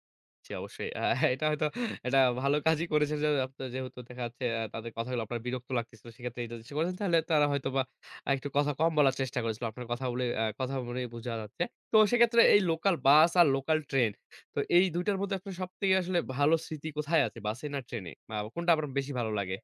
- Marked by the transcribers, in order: laughing while speaking: "এটা হয়তো এট্টা ভালো কাজই করেছে"; "একটা" said as "এট্টা"; unintelligible speech; unintelligible speech
- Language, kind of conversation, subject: Bengali, podcast, লোকাল ট্রেন বা বাসে ভ্রমণের আপনার সবচেয়ে মজার স্মৃতি কী?